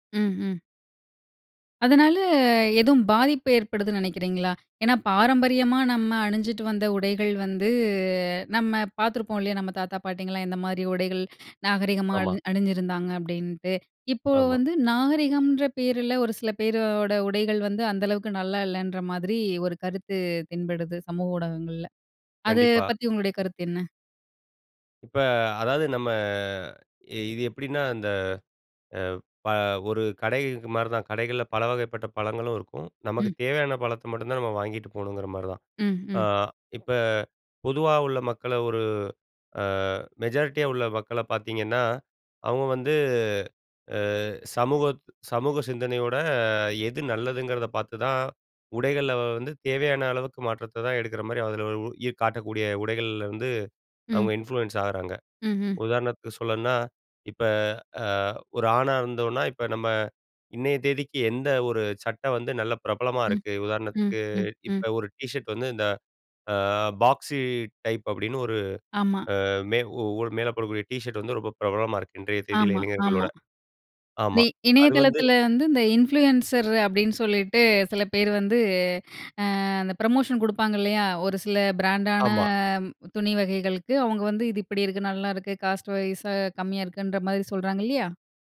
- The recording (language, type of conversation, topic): Tamil, podcast, சமூக ஊடகம் உங்கள் உடைத் தேர்வையும் உடை அணியும் முறையையும் மாற்ற வேண்டிய அவசியத்தை எப்படி உருவாக்குகிறது?
- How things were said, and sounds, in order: other noise; in English: "மெஜாரிட்டியா"; in English: "இன்ஃப்ளூயன்ஸ்"; in English: "பாக்ஸி டைப்"; in English: "இன்ஃப்ளூயன்சர்"; in English: "புரமோஷன்"; in English: "பிராண்ட்"; in English: "காஸ்ட் வைஸ்ஸா"